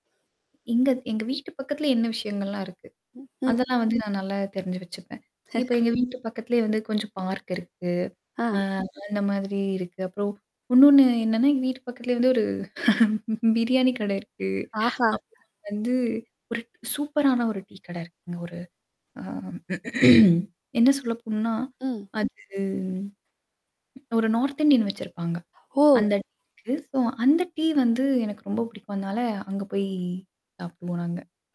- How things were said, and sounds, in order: distorted speech; tapping; static; chuckle; other background noise; mechanical hum; chuckle; throat clearing; drawn out: "அது"; in English: "நார்த் இந்தியன்"
- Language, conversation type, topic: Tamil, podcast, வார இறுதி அல்லது விடுமுறை நாட்களை நீங்கள் குடும்பமாக எப்படிச் செலவிடுகிறீர்கள்?